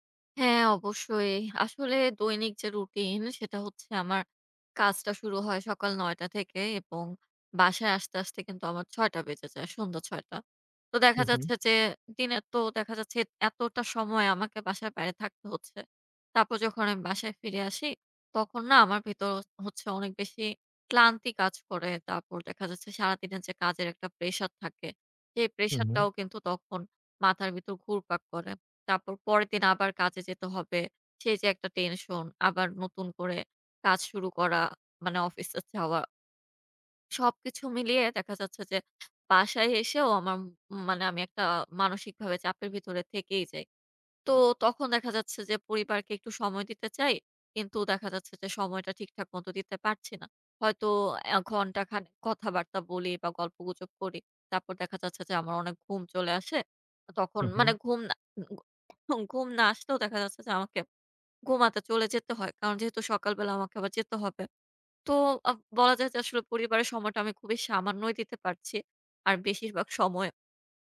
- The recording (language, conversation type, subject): Bengali, advice, কাজ আর পরিবারের মাঝে সমান সময় দেওয়া সম্ভব হচ্ছে না
- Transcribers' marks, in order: tapping